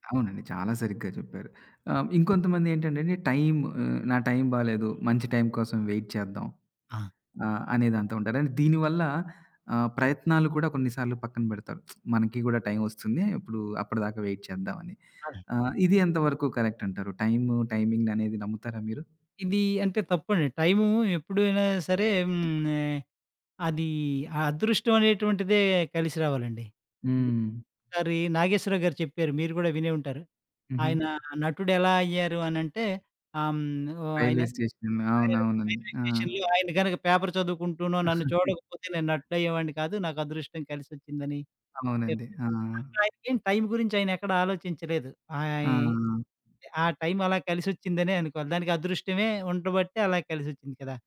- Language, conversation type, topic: Telugu, podcast, విఫలాన్ని పాఠంగా మార్చుకోవడానికి మీరు ముందుగా తీసుకునే చిన్న అడుగు ఏది?
- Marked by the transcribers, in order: other background noise; in English: "వెయిట్"; lip smack; in English: "వైట్"; in English: "కరెక్ట్"; in English: "టైమింగ్"; unintelligible speech; in English: "రైల్వే స్టేషన్"; in English: "పేపర్"; chuckle